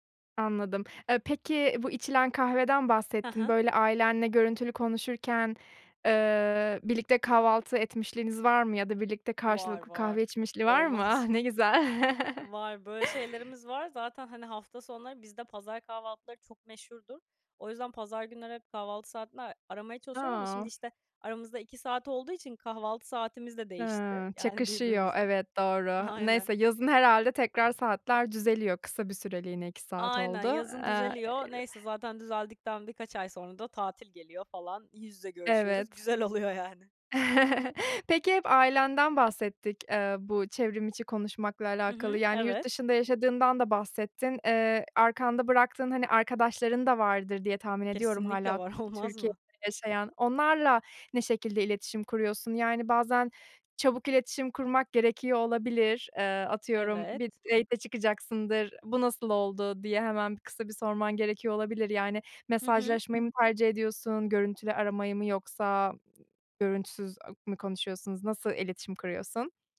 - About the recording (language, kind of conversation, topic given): Turkish, podcast, Yüz yüze sohbetlerin çevrimiçi sohbetlere göre avantajları nelerdir?
- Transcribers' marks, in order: laughing while speaking: "mı?"; chuckle; other noise; chuckle; laughing while speaking: "Güzel oluyor yani"; tapping; other background noise; in English: "date'e"